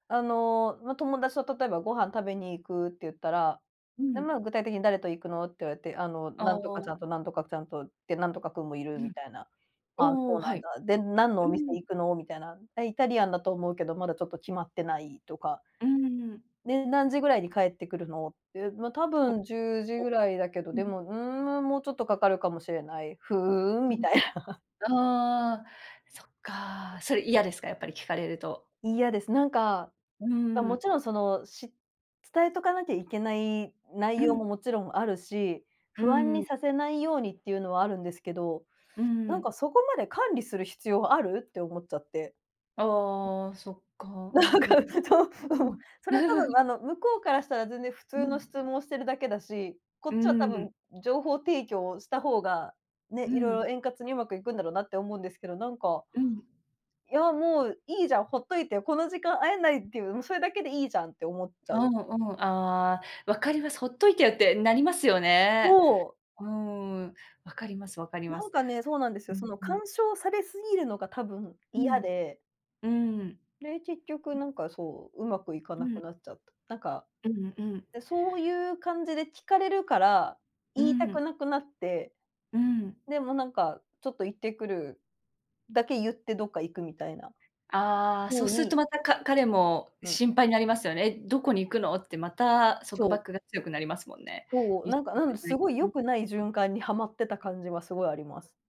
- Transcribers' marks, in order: tapping; other background noise; laughing while speaking: "みたいな"; chuckle; laughing while speaking: "なんか、ちょ ちょっと"; chuckle
- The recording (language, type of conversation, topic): Japanese, unstructured, 恋人に束縛されるのは嫌ですか？